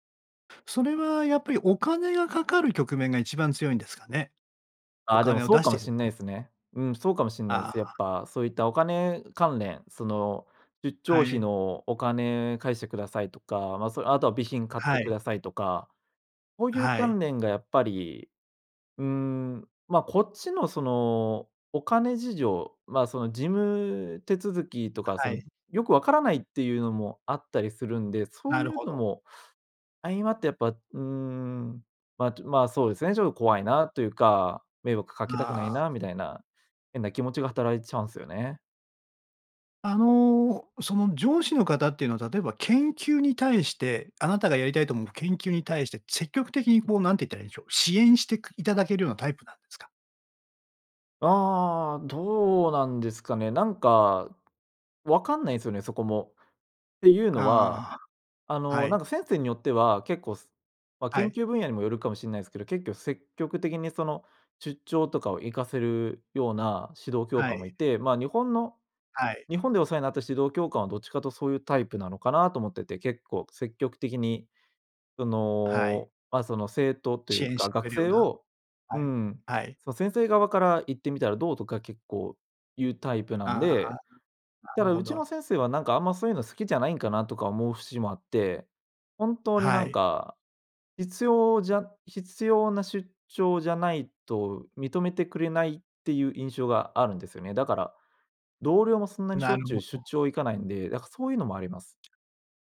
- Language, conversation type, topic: Japanese, advice, 上司や同僚に自分の意見を伝えるのが怖いのはなぜですか？
- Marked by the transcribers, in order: other background noise; "出張費" said as "ゆっちょうひ"; other noise